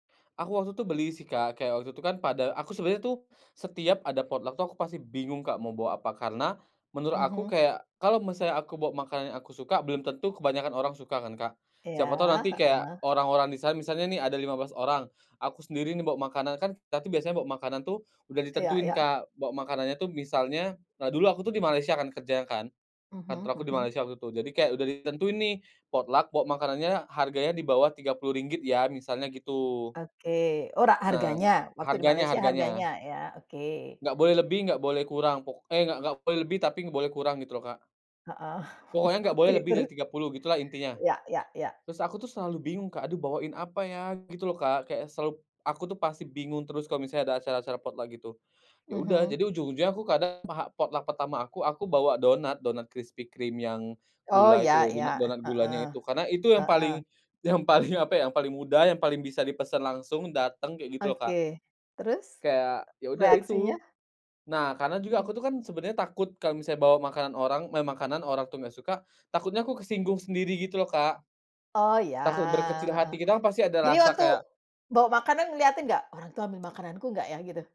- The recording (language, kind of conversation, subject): Indonesian, podcast, Pernahkah kamu ikut acara potluck atau acara masak bareng bersama komunitas?
- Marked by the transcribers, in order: in English: "potluck"; in English: "potluck"; chuckle; laughing while speaking: "Oke terus"; other background noise; in English: "potluck"; in English: "potluck"; laughing while speaking: "yang paling"